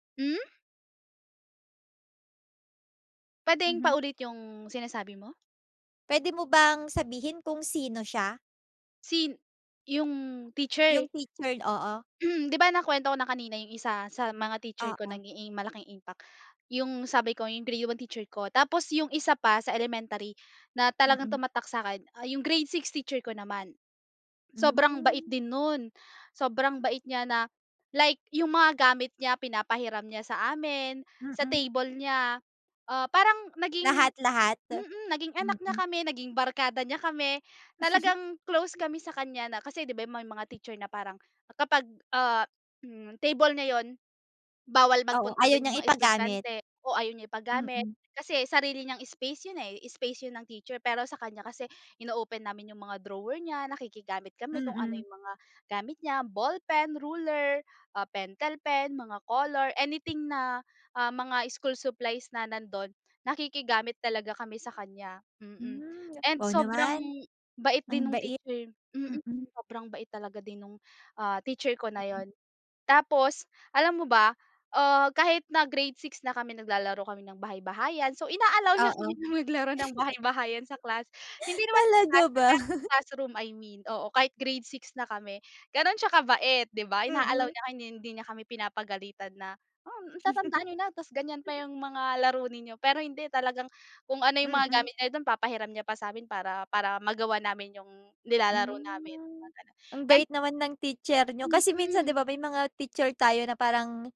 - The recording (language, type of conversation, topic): Filipino, podcast, Sino ang pinaka-maimpluwensyang guro mo, at bakit?
- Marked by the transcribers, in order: chuckle; other background noise; chuckle; laughing while speaking: "Talaga ba?"; chuckle